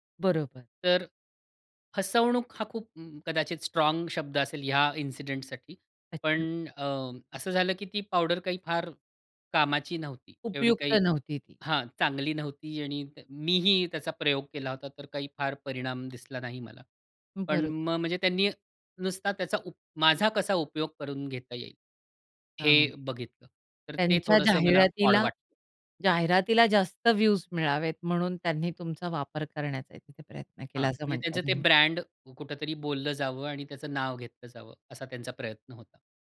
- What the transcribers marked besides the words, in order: in English: "इन्सिडेंटसाठी"; in English: "ऑड"; in English: "व्हिवज"; in English: "ब्रँड"
- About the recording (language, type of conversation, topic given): Marathi, podcast, सोशल मीडियामुळे तुमचा सर्जनशील प्रवास कसा बदलला?